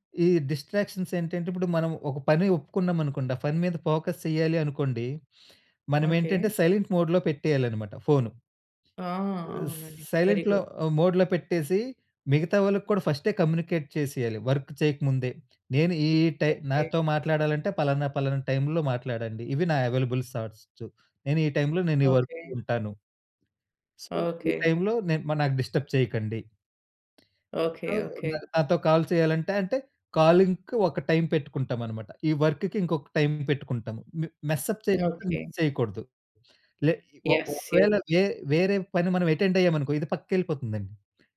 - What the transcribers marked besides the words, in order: in English: "డిస్‌స్ట్రా‌క్షన్స్"; in English: "ఫోకస్"; in English: "సైలెంట్ మోడ్‌లో"; in English: "స్ సైలెంట్‌లో"; in English: "వెరీగుడ్"; in English: "మోడ్‌లో"; in English: "కమ్యూనికేట్"; in English: "వర్క్"; in English: "అవైలబుల్"; in English: "వర్క్"; in English: "సో"; in English: "డిస్టర్బ్"; in English: "సో"; in English: "కాల్"; in English: "కాలింగ్‌కి"; in English: "వర్క్‌కి"; in English: "మె మెస్ అప్"; unintelligible speech; in English: "మిస్"; in English: "యస్"; in English: "అటెండ్"
- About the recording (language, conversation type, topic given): Telugu, podcast, ఒత్తిడిని మీరు ఎలా ఎదుర్కొంటారు?